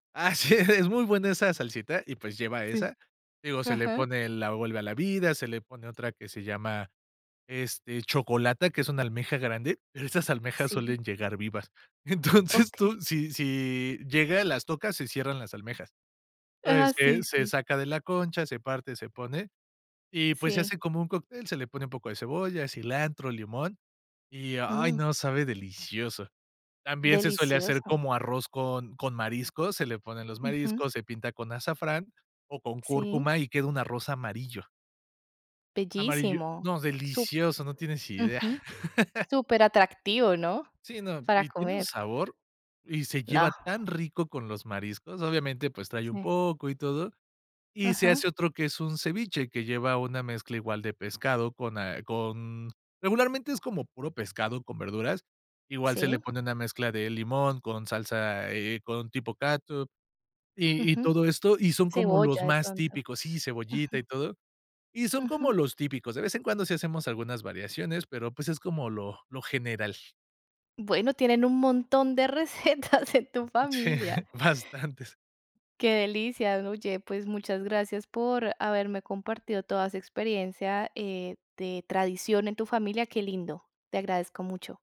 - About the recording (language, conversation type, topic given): Spanish, podcast, ¿Qué papel juega la comida en las reuniones con otras personas?
- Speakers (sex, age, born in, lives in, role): female, 35-39, Colombia, Italy, host; male, 30-34, Mexico, Mexico, guest
- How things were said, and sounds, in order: laughing while speaking: "Así, es. Es"; laughing while speaking: "Entonces"; laugh; laughing while speaking: "recetas en tu familia"; laughing while speaking: "Sí, bastantes"